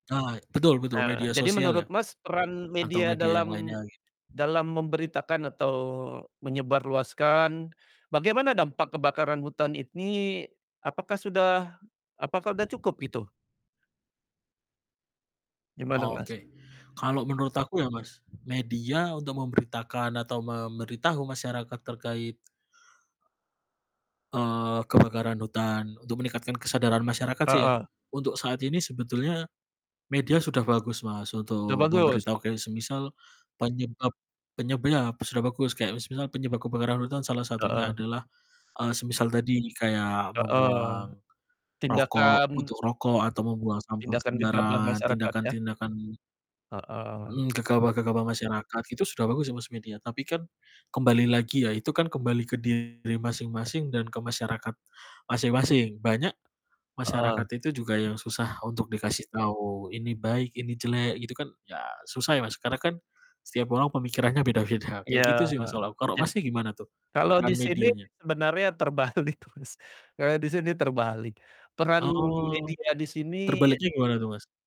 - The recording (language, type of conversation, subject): Indonesian, unstructured, Apa yang kamu rasakan saat melihat berita tentang kebakaran hutan?
- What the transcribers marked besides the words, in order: distorted speech; "betul-" said as "tedul"; other background noise; wind; mechanical hum; laughing while speaking: "beda-beda"; tapping; laughing while speaking: "terbalik Mas"